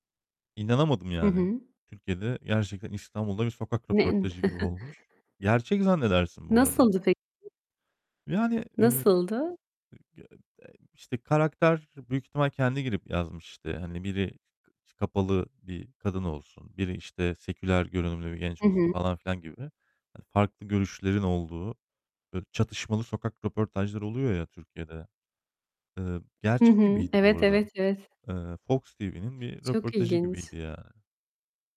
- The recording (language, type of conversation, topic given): Turkish, unstructured, Gelecekte hangi yeni yetenekleri öğrenmek istiyorsunuz?
- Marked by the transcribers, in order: tapping; distorted speech; unintelligible speech; chuckle; other background noise; unintelligible speech; unintelligible speech